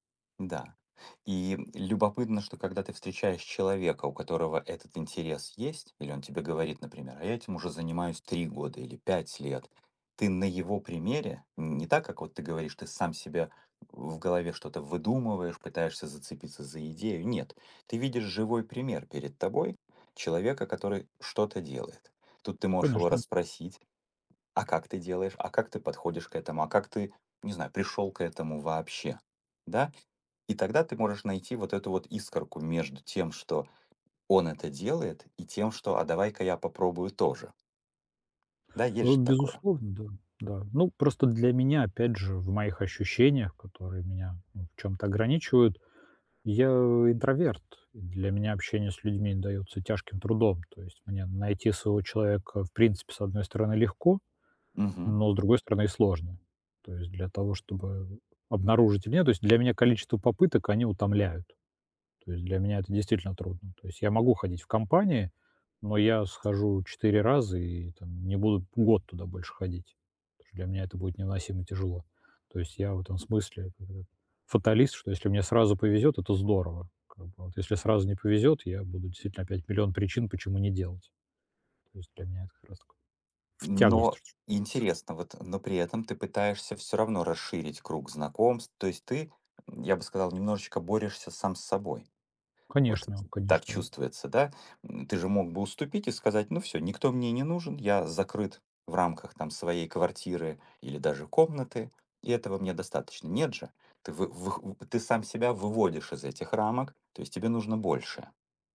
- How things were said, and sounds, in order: tapping; other noise; other background noise
- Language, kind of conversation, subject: Russian, advice, Как мне понять, что действительно важно для меня в жизни?